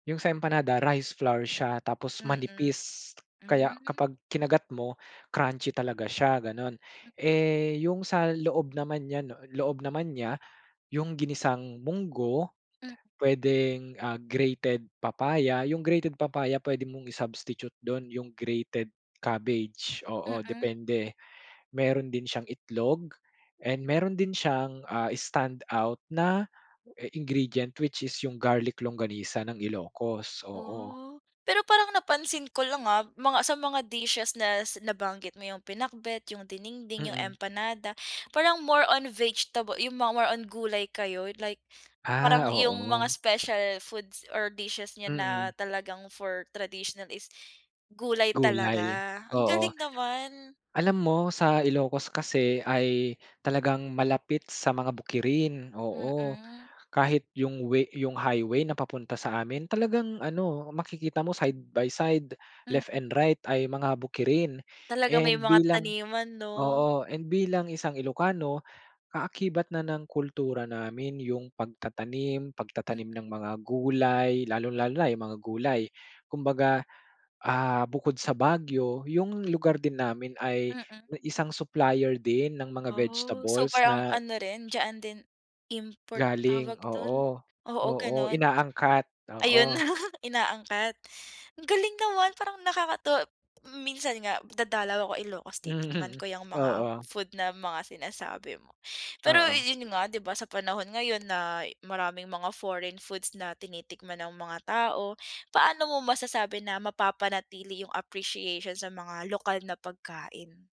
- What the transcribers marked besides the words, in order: tapping; chuckle
- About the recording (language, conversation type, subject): Filipino, podcast, Paano nakaaapekto ang pagkain sa pagkakakilanlan mo?